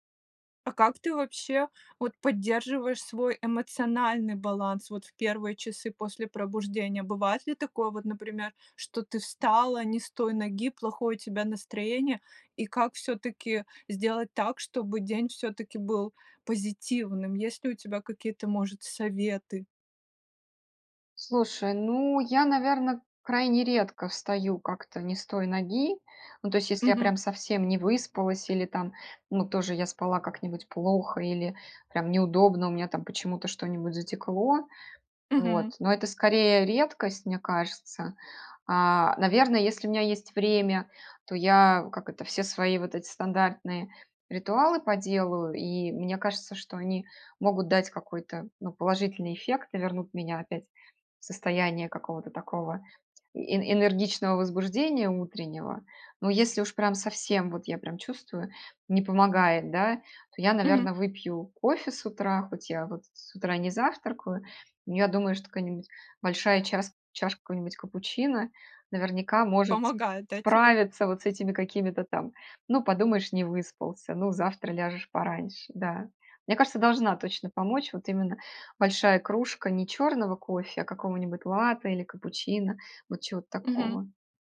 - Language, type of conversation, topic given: Russian, podcast, Как вы начинаете день, чтобы он был продуктивным и здоровым?
- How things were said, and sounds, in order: tapping